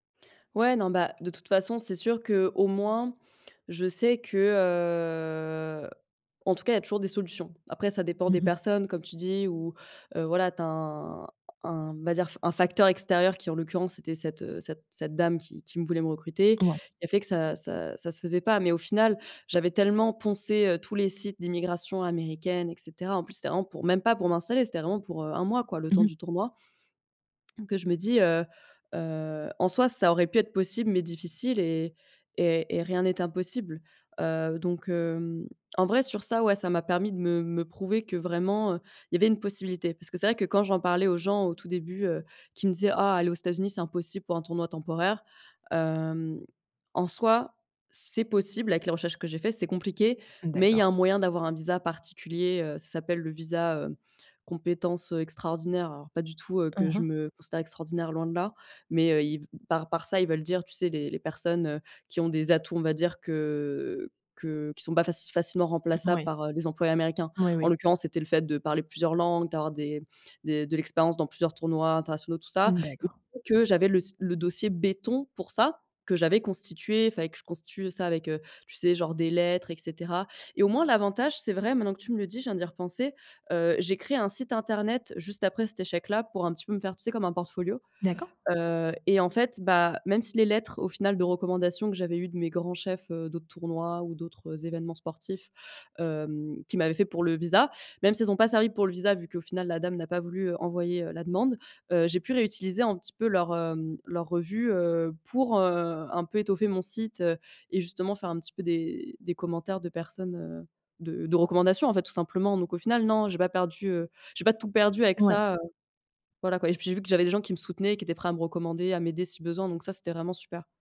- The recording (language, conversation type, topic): French, advice, Comment accepter l’échec sans se décourager et en tirer des leçons utiles ?
- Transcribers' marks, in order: drawn out: "heu"; unintelligible speech; other background noise